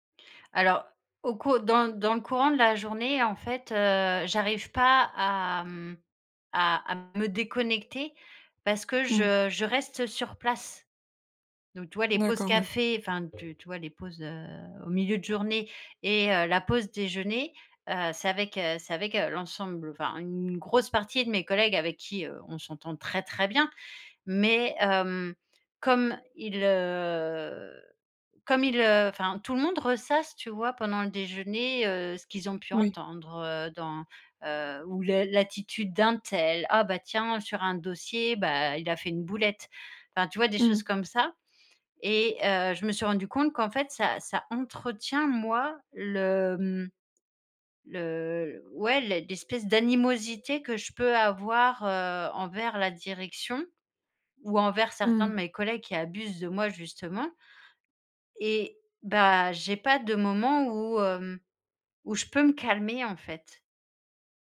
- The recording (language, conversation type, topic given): French, advice, Comment gérer mon ressentiment envers des collègues qui n’ont pas remarqué mon épuisement ?
- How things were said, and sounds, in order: tapping; drawn out: "heu"